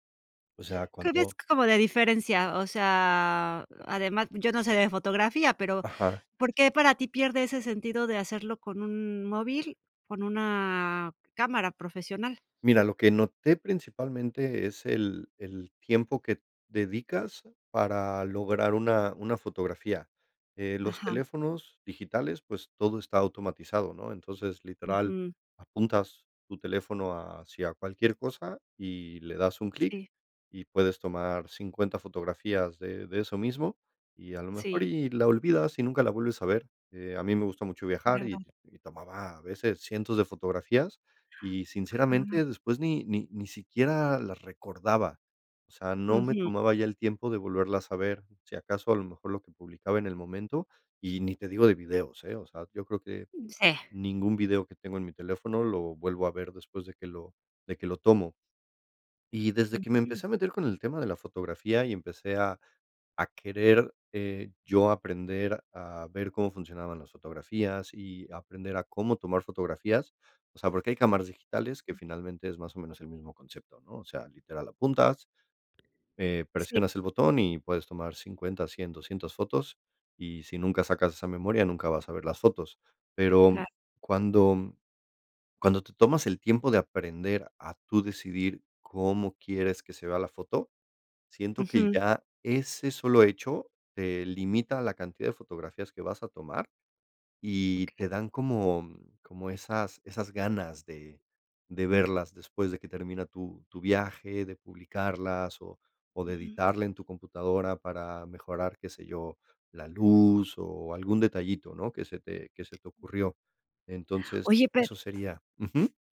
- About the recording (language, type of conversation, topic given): Spanish, podcast, ¿Qué pasatiempos te recargan las pilas?
- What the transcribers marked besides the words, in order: unintelligible speech; unintelligible speech; other noise; other background noise